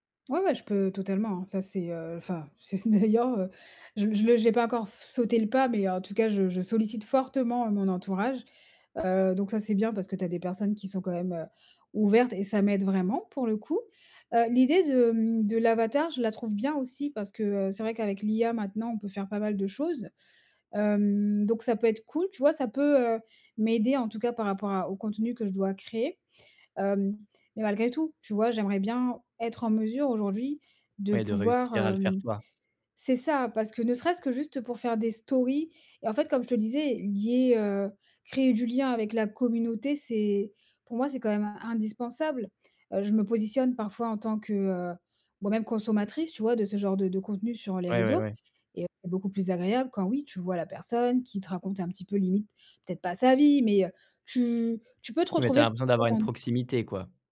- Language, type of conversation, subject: French, advice, Comment gagner confiance en soi lorsque je dois prendre la parole devant un groupe ?
- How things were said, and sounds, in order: in English: "stories"; stressed: "peut-être pas sa vie"; unintelligible speech